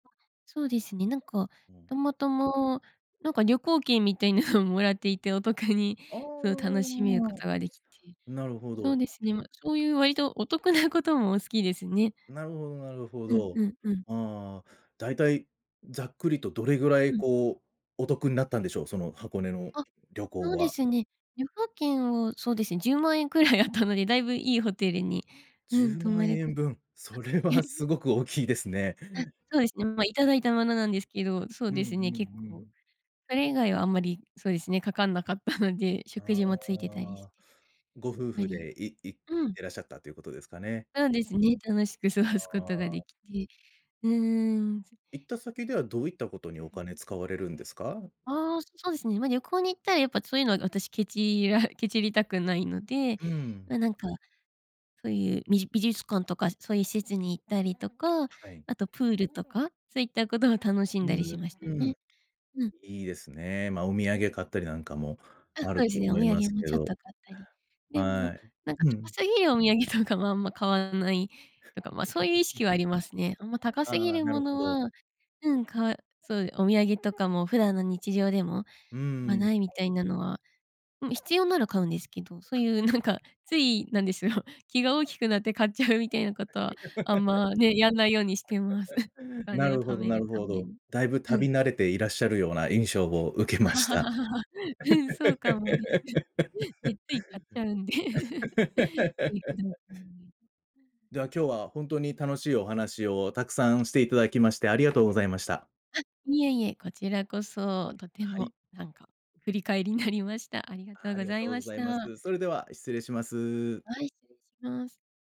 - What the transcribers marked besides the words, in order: other background noise; laughing while speaking: "くらいあったので"; laugh; other noise; laugh; laugh; chuckle; laugh; laughing while speaking: "買っちゃうんで"; laugh
- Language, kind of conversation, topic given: Japanese, podcast, お金の使い方はどう決めていますか？